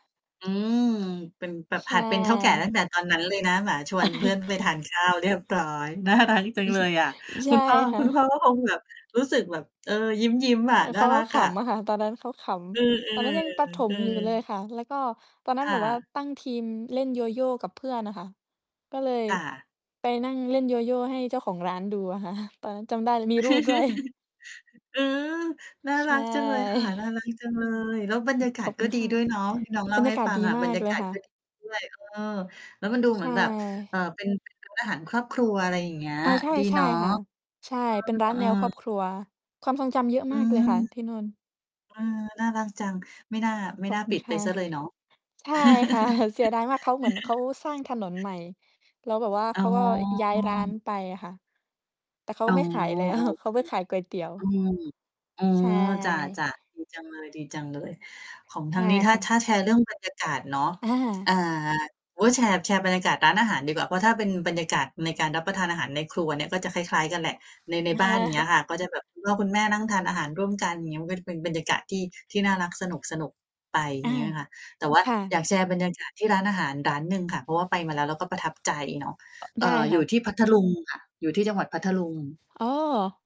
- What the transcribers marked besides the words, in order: chuckle; distorted speech; laughing while speaking: "น่ารัก"; laughing while speaking: "ใช่ค่ะ"; mechanical hum; other noise; laughing while speaking: "ค่ะ"; chuckle; laughing while speaking: "ด้วย"; chuckle; background speech; laughing while speaking: "ค่ะ"; chuckle; chuckle; chuckle; tapping
- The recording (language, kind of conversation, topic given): Thai, unstructured, ถ้าคุณต้องเล่าเรื่องอาหารที่ประทับใจที่สุด คุณจะเล่าเรื่องอะไร?